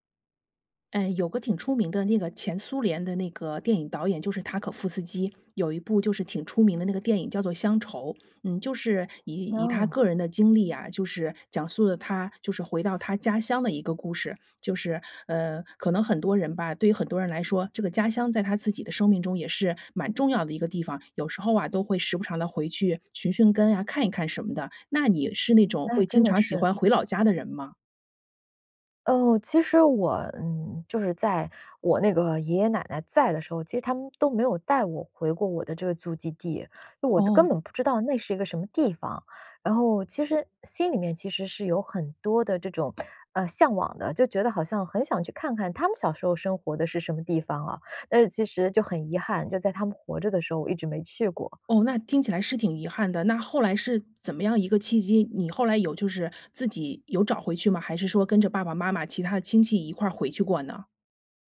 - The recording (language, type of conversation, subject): Chinese, podcast, 你曾去过自己的祖籍地吗？那次经历给你留下了怎样的感受？
- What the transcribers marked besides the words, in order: "述" said as "诉"; "都" said as "的"; other background noise; teeth sucking